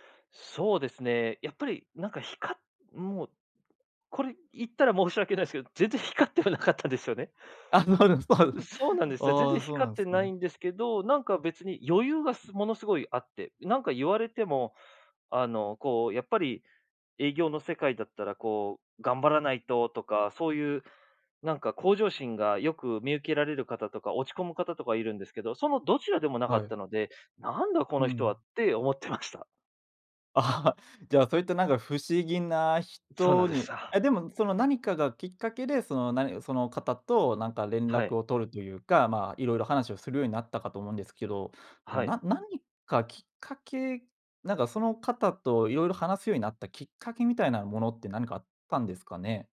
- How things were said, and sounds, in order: laughing while speaking: "申し訳ないすけど、全然光ってはなかったですよね"; laughing while speaking: "あ、そうです そうです"; chuckle; tapping; other background noise
- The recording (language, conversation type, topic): Japanese, podcast, 偶然の出会いで人生が変わったことはありますか？
- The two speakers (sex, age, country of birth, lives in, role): male, 25-29, Japan, Germany, host; male, 30-34, Japan, Japan, guest